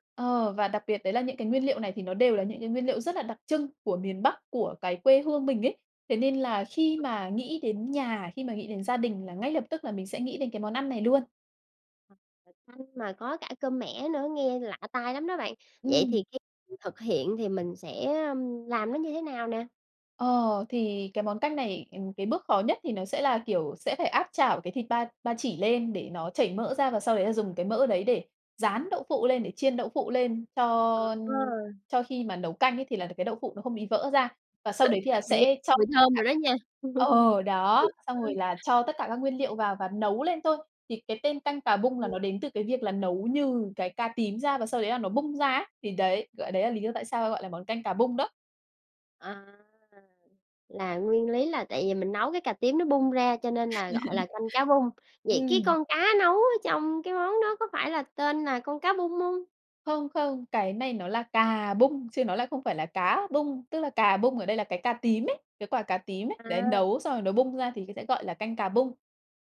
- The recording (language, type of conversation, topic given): Vietnamese, podcast, Món ăn giúp bạn giữ kết nối với người thân ở xa như thế nào?
- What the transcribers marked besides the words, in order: other background noise; tapping; other noise; laugh; laugh; laugh